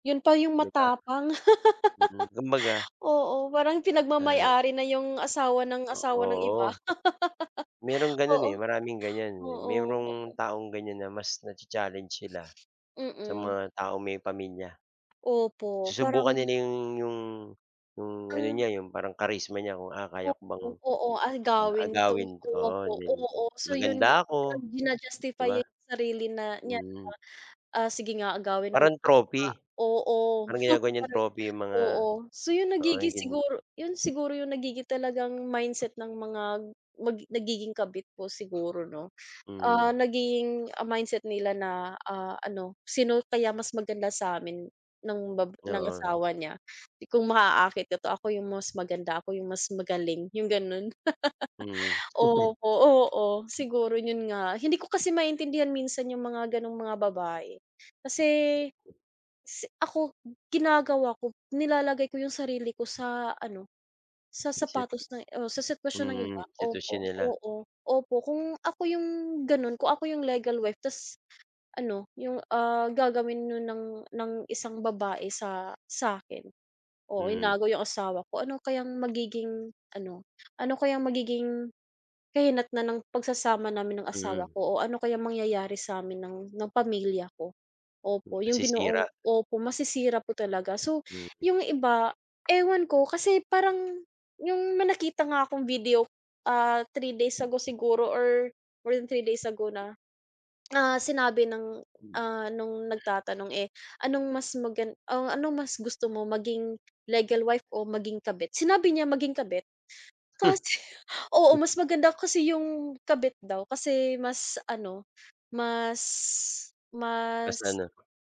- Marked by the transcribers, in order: laugh; laugh; unintelligible speech; unintelligible speech; unintelligible speech; laugh; tapping; chuckle; scoff; chuckle
- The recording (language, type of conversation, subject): Filipino, unstructured, Ano ang isang karanasan na nakaapekto sa pagkatao mo?